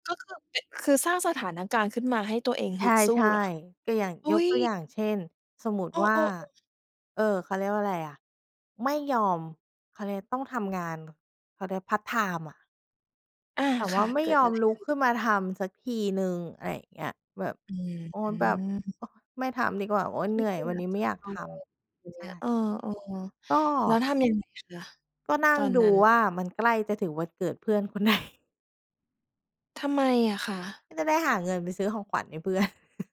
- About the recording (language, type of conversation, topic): Thai, podcast, จะสร้างแรงฮึดตอนขี้เกียจได้อย่างไรบ้าง?
- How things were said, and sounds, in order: laughing while speaking: "ไหน"; laughing while speaking: "เพื่อน"; chuckle